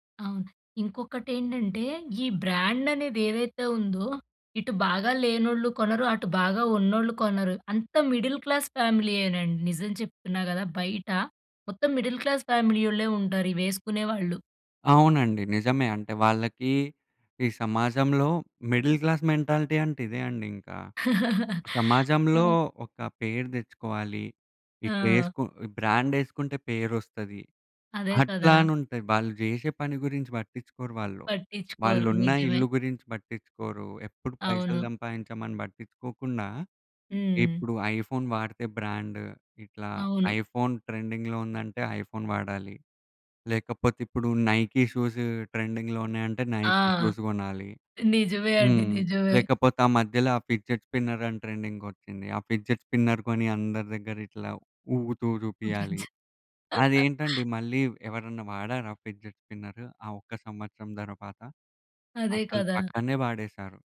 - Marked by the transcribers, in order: in English: "మిడిల్ క్లాస్"; in English: "మిడిల్ క్లాస్ ఫ్యామిలీ"; in English: "మిడిల్ క్లాస్ మెంటాలిటీ"; laugh; in English: "ఐఫోన్"; in English: "బ్రాండ్"; in English: "ఐఫోన్ ట్రెండింగ్‌లో"; in English: "ఐఫోన్"; in English: "నైకి"; in English: "ట్రెండింగ్‌లో"; in English: "నైకి షూస్"; in English: "ఫిడ్జెట్ స్పిన్నర్"; in English: "ఫిడ్జెట్ స్పిన్నర్"; chuckle; in English: "ఫిడ్జెట్"; tapping
- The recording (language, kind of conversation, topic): Telugu, podcast, ట్రెండ్‌లు ఉన్నప్పటికీ మీరు మీ సొంత శైలిని ఎలా నిలబెట్టుకుంటారు?